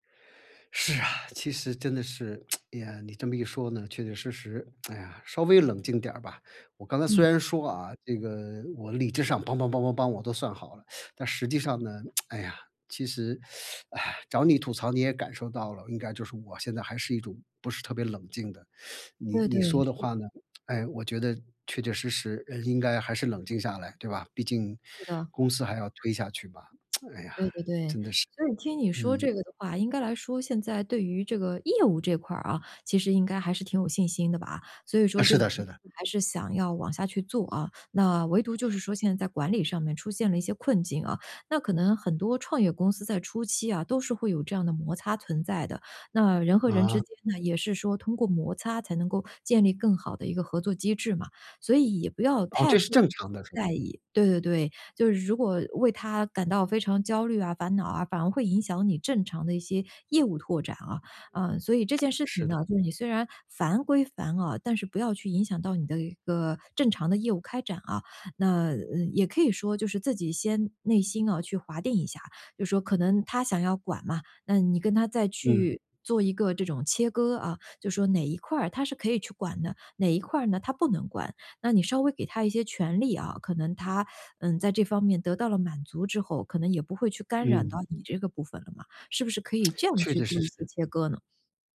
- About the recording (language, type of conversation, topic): Chinese, advice, 我如何在创业初期有效组建并管理一支高效团队？
- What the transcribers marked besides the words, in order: tsk; tsk; teeth sucking; tsk; teeth sucking; teeth sucking; tsk; other background noise; tsk; "扰" said as "染"; tsk